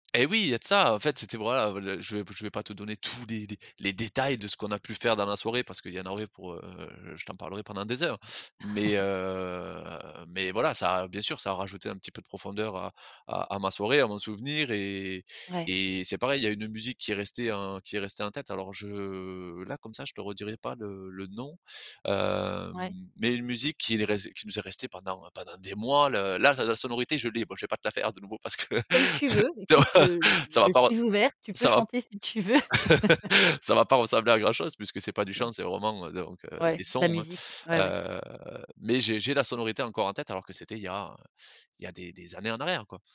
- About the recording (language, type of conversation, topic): French, podcast, Quel est ton meilleur souvenir de festival entre potes ?
- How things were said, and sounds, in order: stressed: "tous"; chuckle; drawn out: "heu"; drawn out: "je"; laughing while speaking: "parce que ce ça va"; chuckle; laugh